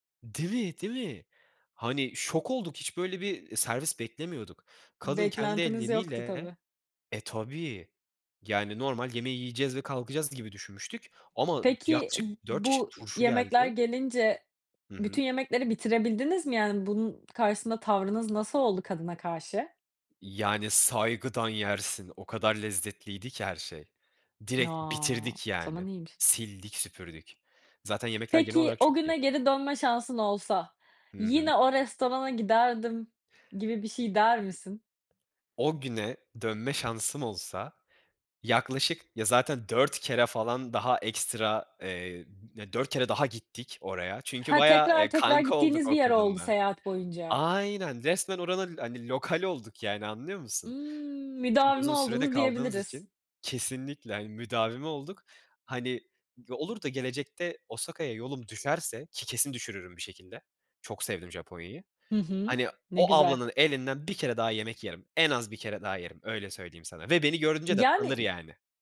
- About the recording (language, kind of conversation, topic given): Turkish, podcast, Seyahatte başına gelen unutulmaz bir olayı anlatır mısın?
- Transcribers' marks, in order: drawn out: "Aynen"